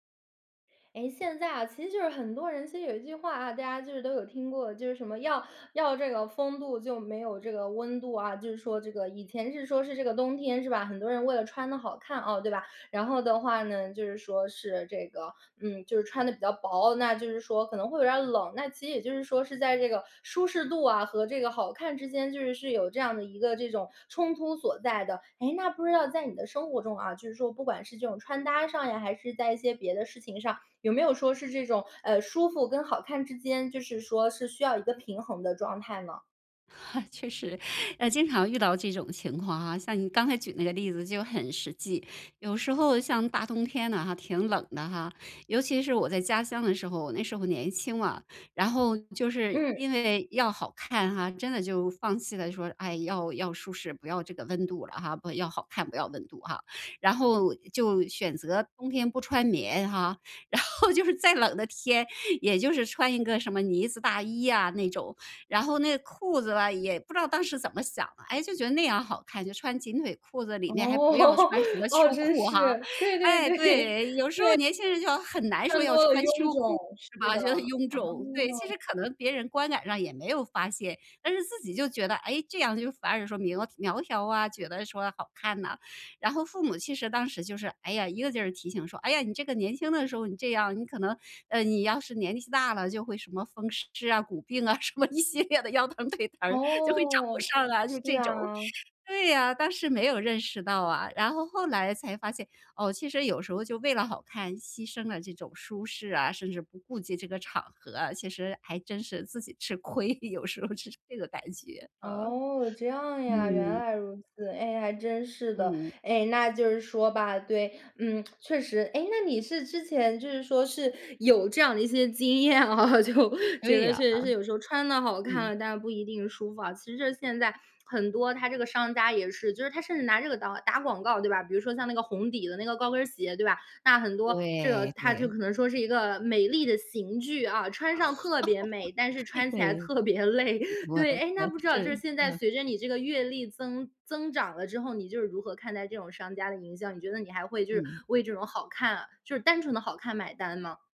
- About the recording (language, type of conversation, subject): Chinese, podcast, 你怎么在舒服和好看之间找平衡？
- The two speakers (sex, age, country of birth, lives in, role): female, 20-24, China, Sweden, host; female, 45-49, China, United States, guest
- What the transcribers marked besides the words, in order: chuckle; other background noise; laughing while speaking: "然后就是再冷的天"; chuckle; laughing while speaking: "对"; laughing while speaking: "一系列的腰疼腿疼儿就会找上来。就这种"; laughing while speaking: "吃亏"; lip smack; laughing while speaking: "啊，就"; laugh; laughing while speaking: "累"